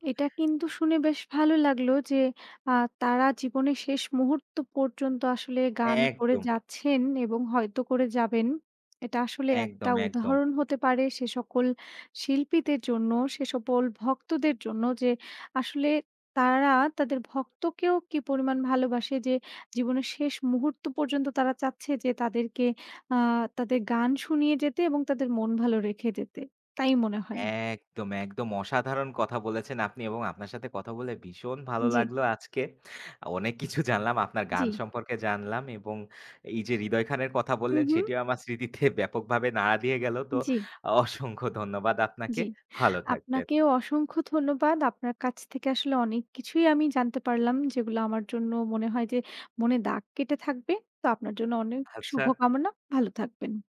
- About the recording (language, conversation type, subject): Bengali, unstructured, আপনি কোন কোন সঙ্গীতশিল্পীর গান সবচেয়ে বেশি উপভোগ করেন, এবং কেন?
- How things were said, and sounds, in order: tapping; "সকল" said as "সপল"; laughing while speaking: "কিছু"; laughing while speaking: "স্মৃতিতে"